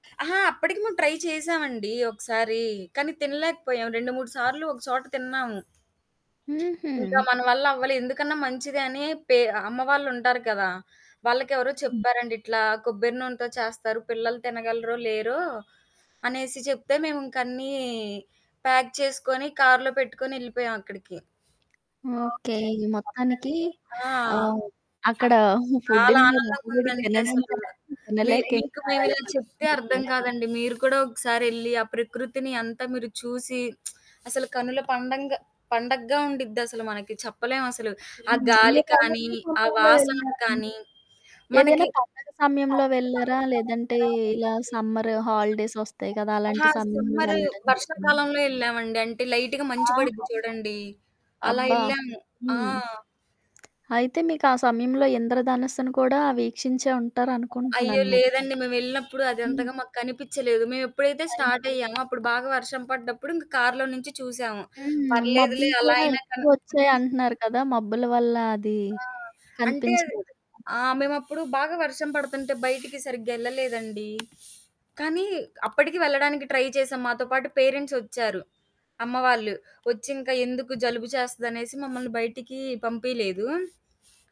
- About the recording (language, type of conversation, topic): Telugu, podcast, ప్రకృతి మీకు శాంతిని అందించిన అనుభవం ఏమిటి?
- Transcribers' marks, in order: other background noise; in English: "ట్రై"; static; in English: "ప్యాక్"; in English: "ఆల్రెడీ"; distorted speech; background speech; lip smack; in English: "హాలిడేస్"; horn; in English: "స్టార్ట్"; unintelligible speech; in English: "ట్రై"; in English: "పేరెంట్స్"